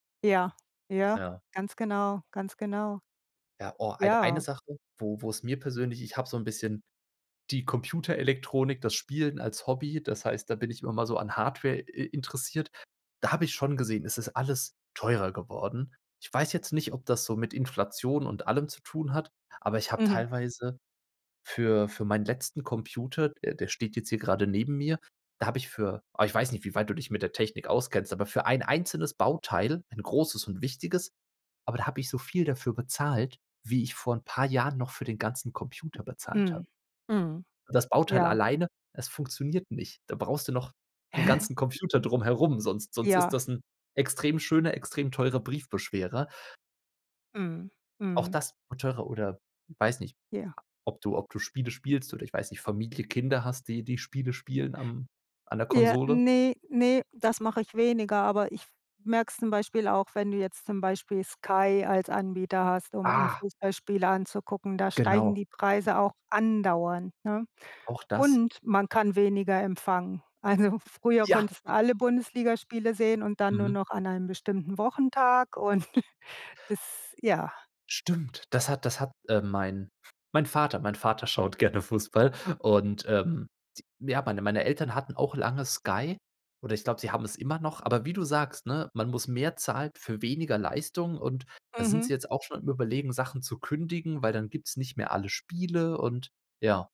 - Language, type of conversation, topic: German, unstructured, Was denkst du über die steigenden Preise im Alltag?
- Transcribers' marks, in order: other noise; other background noise; stressed: "Und"; laughing while speaking: "Also"; put-on voice: "Ja"; chuckle; laughing while speaking: "gerne"